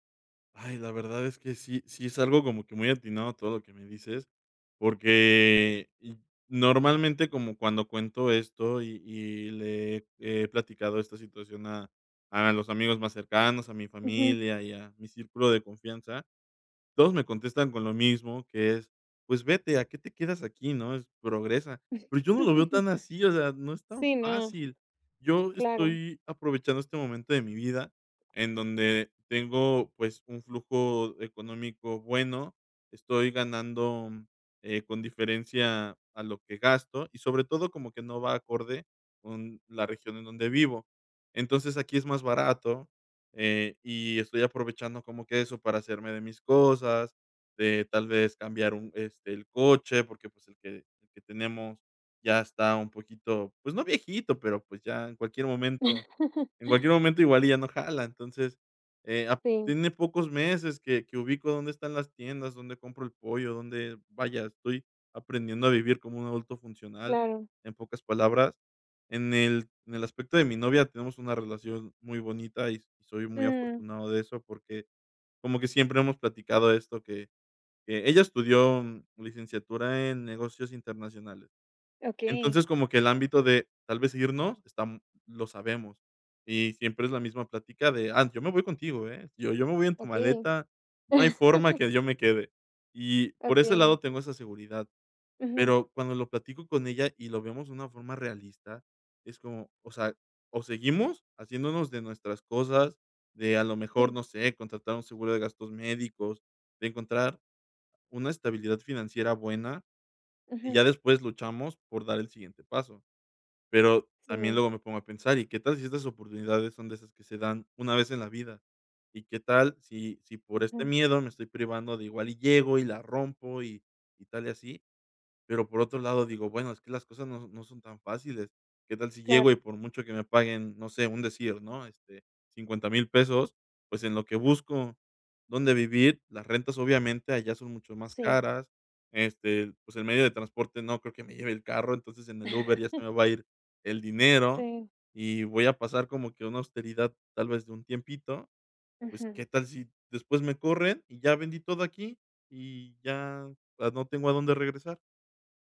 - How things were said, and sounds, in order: chuckle; chuckle; other background noise; chuckle; tapping; chuckle
- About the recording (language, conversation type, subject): Spanish, advice, Miedo a sacrificar estabilidad por propósito